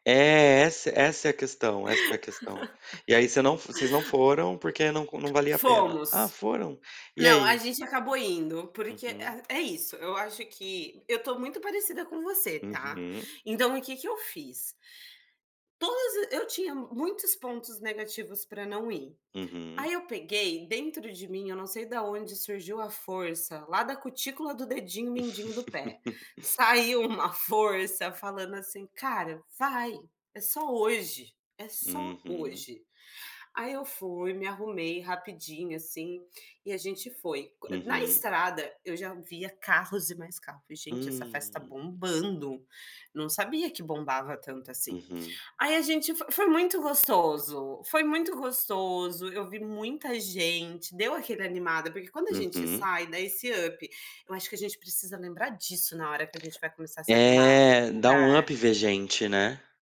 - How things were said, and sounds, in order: laugh; other background noise; laugh; in English: "up"; tapping; in English: "up"
- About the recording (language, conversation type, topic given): Portuguese, unstructured, Como você equilibra o trabalho e os momentos de lazer?